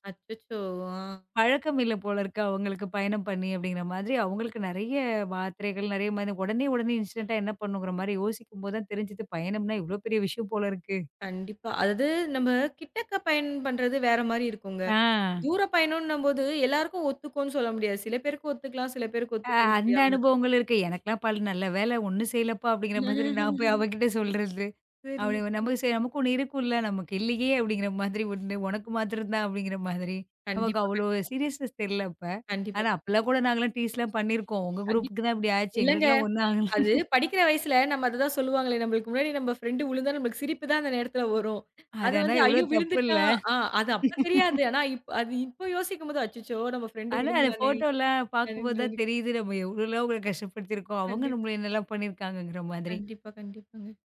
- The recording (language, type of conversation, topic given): Tamil, podcast, ஒரு குழுவுடன் சென்ற பயணத்தில் உங்களுக்கு மிகவும் சுவாரஸ்யமாக இருந்த அனுபவம் என்ன?
- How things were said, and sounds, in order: in English: "இன்ஸ்டன்டா"; "பயணம்" said as "பயண்"; drawn out: "அ"; laugh; laughing while speaking: "போய் அவகிட்ட சொல்றது"; in English: "சீரியஸ்நெஸ்"; in English: "டீஸ்லாம்"; laugh; laughing while speaking: "அது ஆனா, எவ்ளோ தப்புல்ல?"; tapping; laugh; other background noise